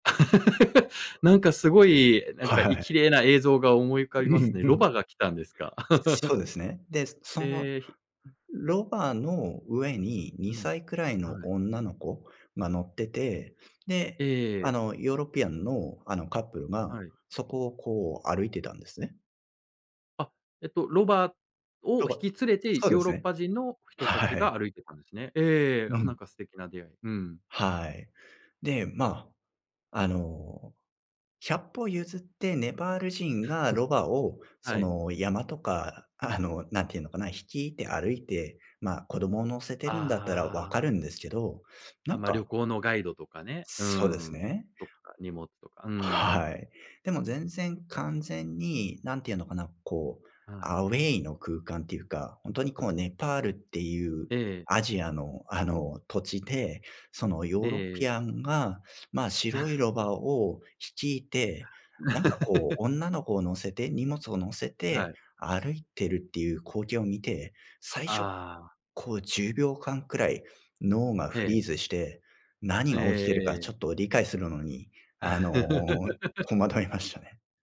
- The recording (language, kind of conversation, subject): Japanese, podcast, 偶然の出会いで起きた面白いエピソードはありますか？
- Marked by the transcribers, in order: laugh; laughing while speaking: "うん うん"; laugh; chuckle; laugh; laugh; laugh